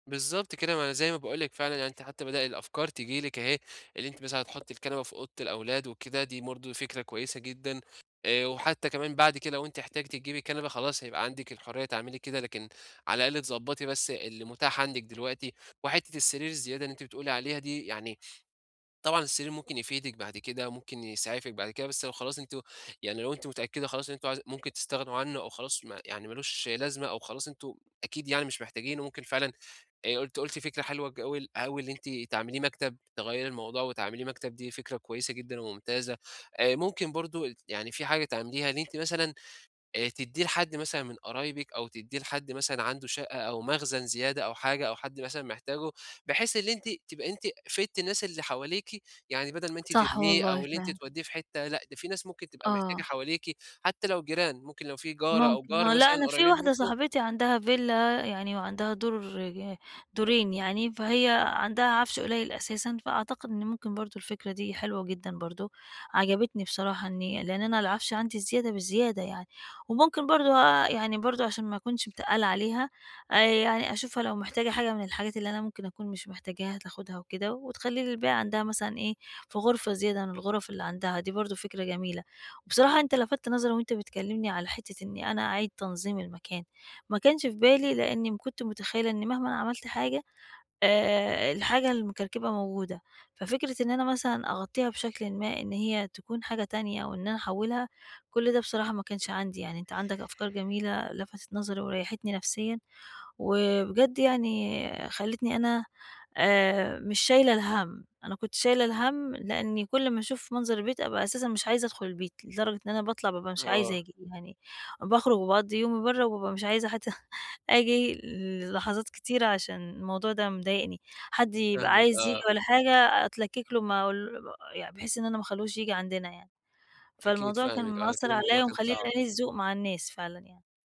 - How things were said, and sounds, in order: tapping; tsk; in English: "villa"; chuckle
- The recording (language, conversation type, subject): Arabic, advice, ازاي أتعامل مع فوضى البيت بسبب تكدّس الحاجات وأنا مش عارف أبدأ منين في التخلّص منها؟